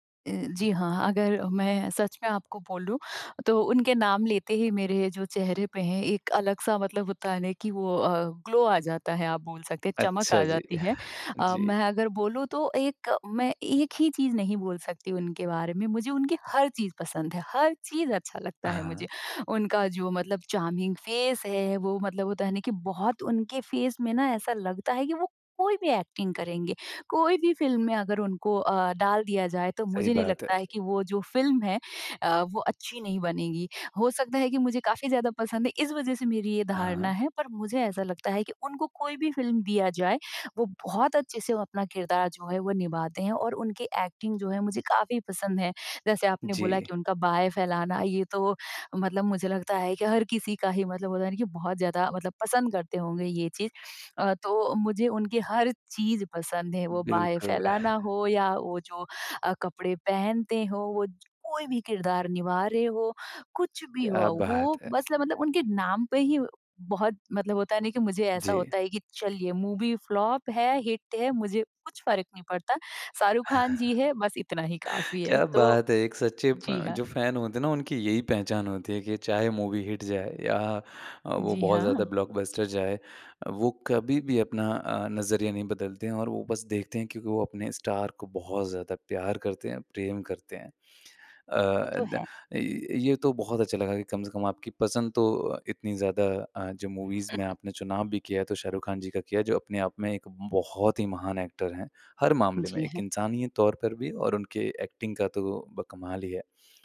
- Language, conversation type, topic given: Hindi, podcast, आप थिएटर में फिल्म देखना पसंद करेंगे या घर पर?
- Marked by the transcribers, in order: in English: "ग्लो"; chuckle; in English: "चार्मिंग फ़ेस"; in English: "फ़ेस"; in English: "एक्टिंग"; in English: "फ़िल्म"; in English: "फ़िल्म"; in English: "फ़िल्म"; in English: "एक्टिंग"; chuckle; in English: "मूवी फ्लॉप"; chuckle; in English: "फैन"; in English: "मूवी"; in English: "ब्लॉकबस्टर"; in English: "स्टार"; in English: "मूवीज़"; chuckle; in English: "एक्टर"; in English: "एक्टिंग"